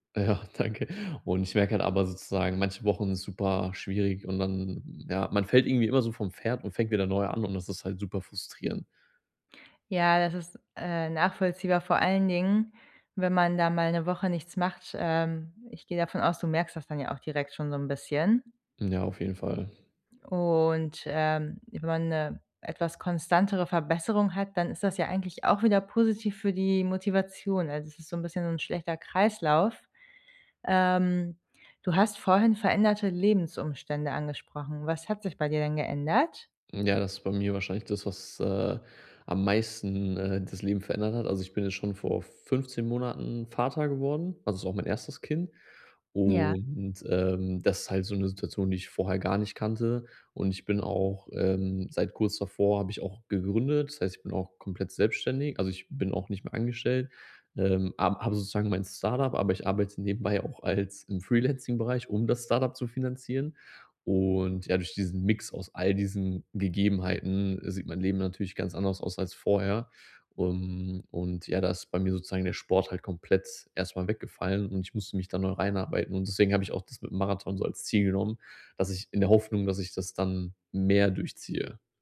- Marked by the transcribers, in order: none
- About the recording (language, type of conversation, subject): German, advice, Wie bleibe ich motiviert, wenn ich kaum Zeit habe?